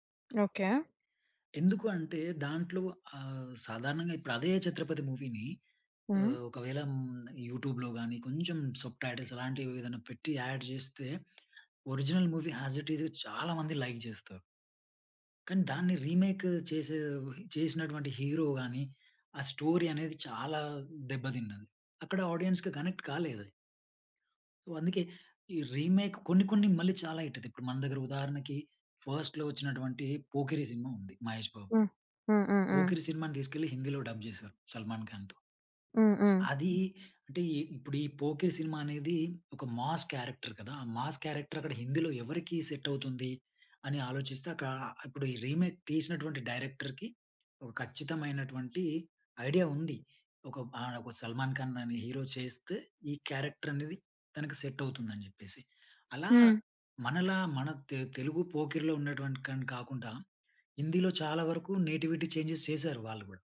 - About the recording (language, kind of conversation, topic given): Telugu, podcast, రిమేక్‌లు, ఒరిజినల్‌ల గురించి మీ ప్రధాన అభిప్రాయం ఏమిటి?
- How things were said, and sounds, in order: tapping; other background noise; in English: "మూవీని"; in English: "యూట్యూబ్‌లో"; in English: "సబ్‌టైటిల్స్"; in English: "అడ్"; in English: "ఒరిజినల్ మూవీ ఆస్ ఇట్ ఈజ్"; in English: "లైక్"; in English: "రీమేక్"; in English: "హీరో"; in English: "స్టోరీ"; in English: "ఆడియన్స్‌కి కనెక్ట్"; in English: "రీమెక్"; in English: "హిట్"; in English: "ఫస్ట్‌లో"; in English: "డబ్"; in English: "మాస్ క్యారెక్టర్"; in English: "మాస్ క్యారెక్టర్"; in English: "సెట్"; in English: "రీమేక్"; in English: "డైరెక్టర్‌కి"; in English: "క్యారెక్టర్"; in English: "సెట్"; in English: "నేటివిటీ చేంజెస్"